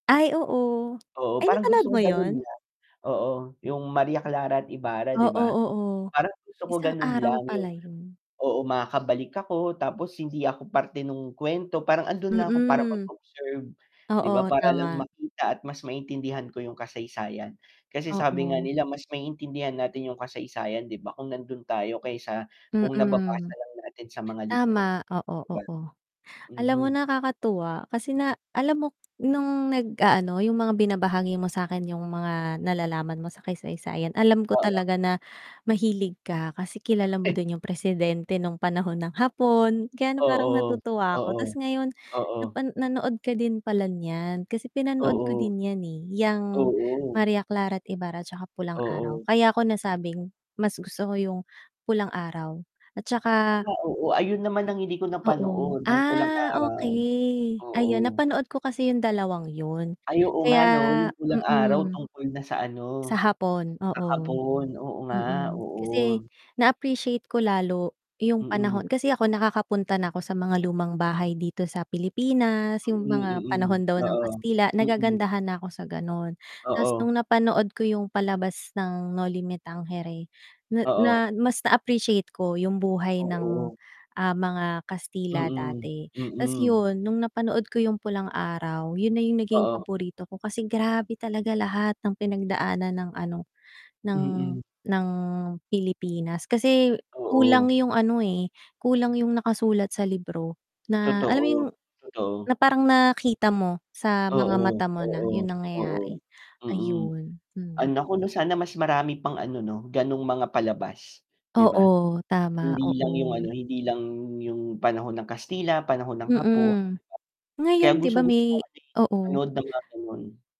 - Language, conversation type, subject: Filipino, unstructured, Ano ang paborito mong kuwento mula sa kasaysayan ng Pilipinas?
- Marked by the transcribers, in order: tapping; distorted speech; static; throat clearing